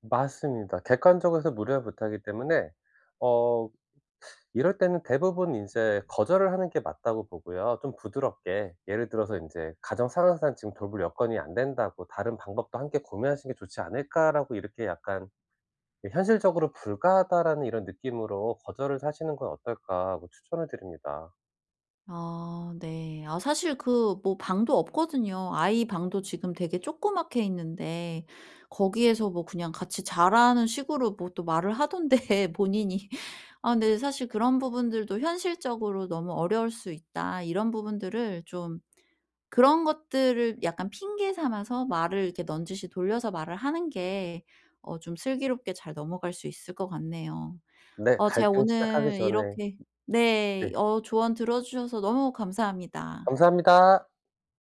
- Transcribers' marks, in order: "하시는" said as "사시는"; laughing while speaking: "하던데 본인이"; other background noise
- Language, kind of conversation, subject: Korean, advice, 이사할 때 가족 간 갈등을 어떻게 줄일 수 있을까요?